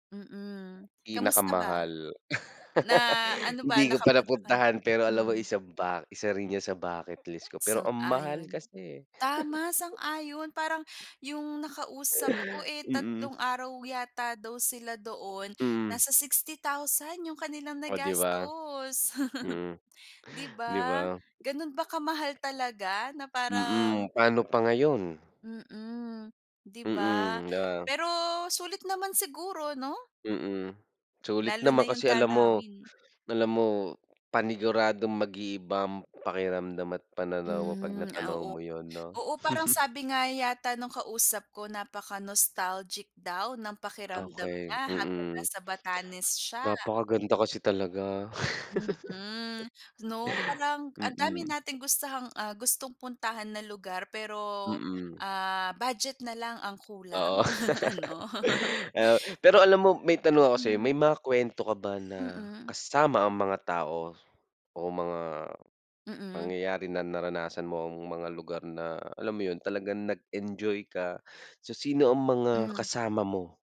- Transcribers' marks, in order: laugh; other background noise; chuckle; chuckle; tapping; chuckle; laugh; laugh; chuckle
- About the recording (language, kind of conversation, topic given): Filipino, unstructured, Ano ang pinakamatinding tanawin na nakita mo habang naglalakbay?